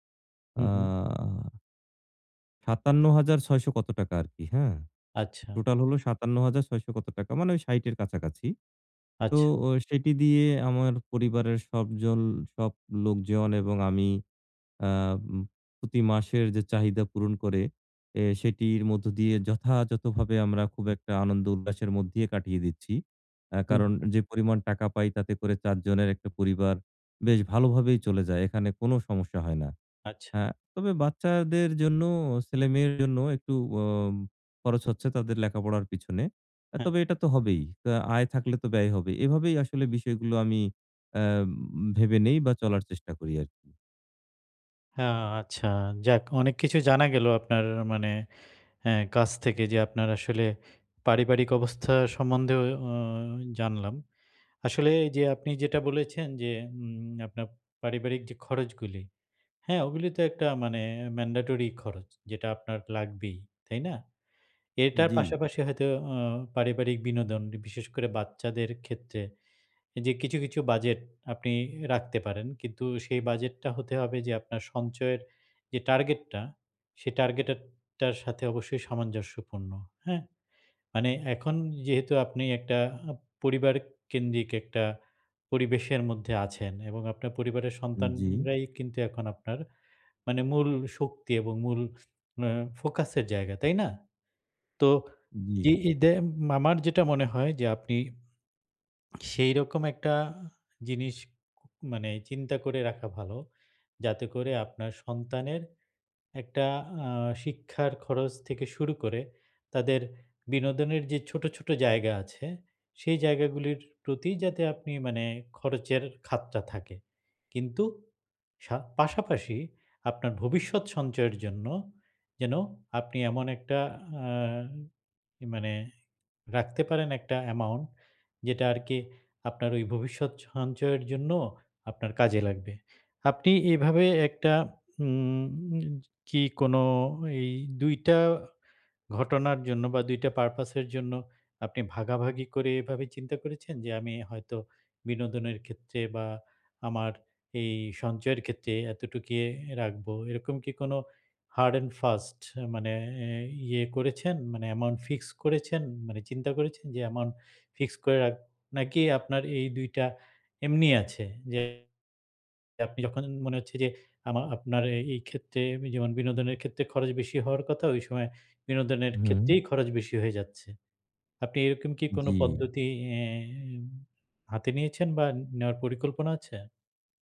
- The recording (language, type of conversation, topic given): Bengali, advice, স্বল্পমেয়াদী আনন্দ বনাম দীর্ঘমেয়াদি সঞ্চয়
- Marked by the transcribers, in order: blowing; in English: "mandatory"; "এইযে" said as "এইযদে"; in English: "hard and fast"